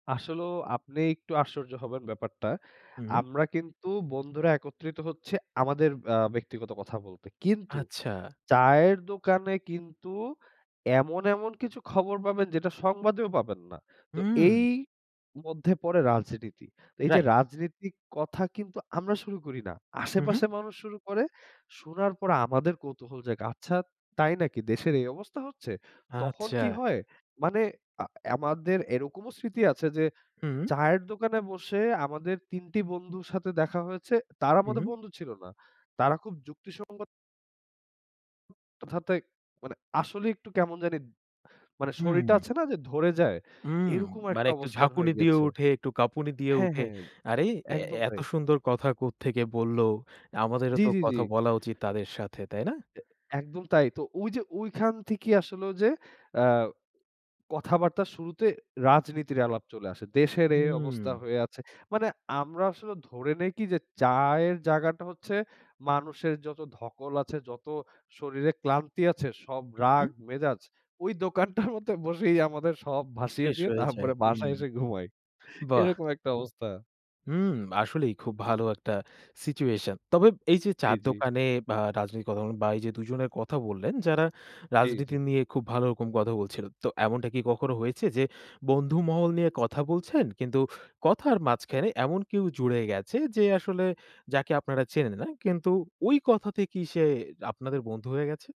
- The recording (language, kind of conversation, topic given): Bengali, podcast, চায়ের আড্ডা কেন আমাদের সম্পর্ক গড়ে তুলতে সাহায্য করে?
- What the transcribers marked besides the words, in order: unintelligible speech; laughing while speaking: "ওই দোকানটার মধ্যে বসেই আমাদের … এরকম একটা অবস্থা"